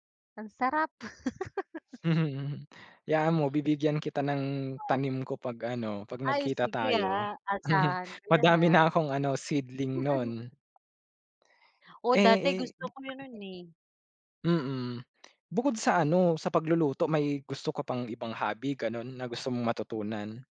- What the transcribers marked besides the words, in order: laugh; laughing while speaking: "Mhm, mhm"; unintelligible speech; laugh; laugh; tapping
- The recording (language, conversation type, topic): Filipino, unstructured, Ano ang pinakanakakatuwang kuwento mo habang ginagawa ang hilig mo?